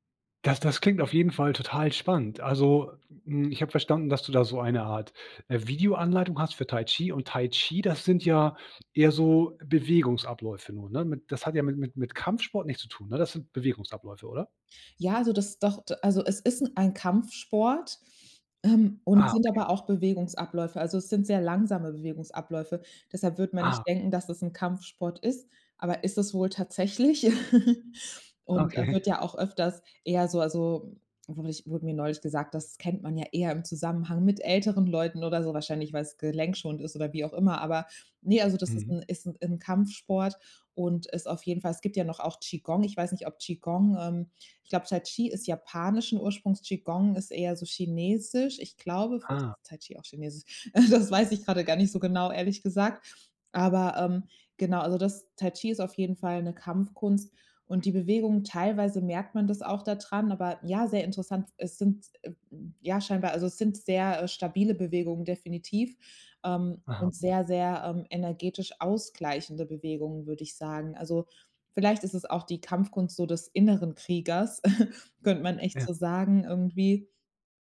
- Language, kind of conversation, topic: German, podcast, Wie integrierst du Bewegung in einen vollen Arbeitstag?
- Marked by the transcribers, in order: laugh; laughing while speaking: "Äh"; chuckle